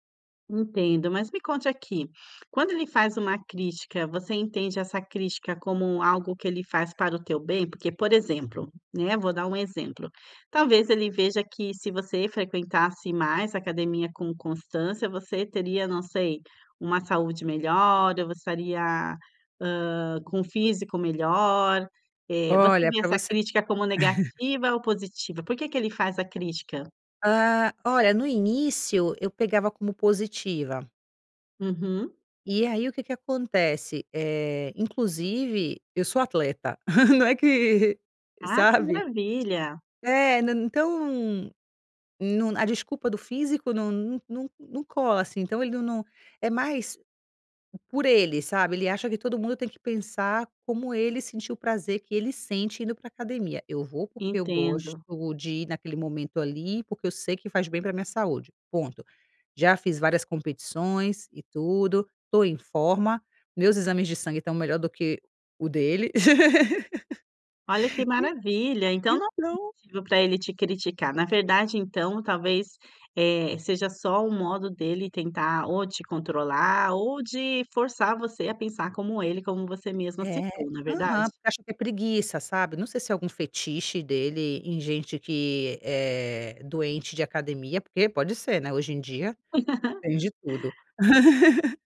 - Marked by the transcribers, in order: chuckle; chuckle; laugh; chuckle; chuckle
- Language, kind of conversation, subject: Portuguese, advice, Como lidar com um(a) parceiro(a) que faz críticas constantes aos seus hábitos pessoais?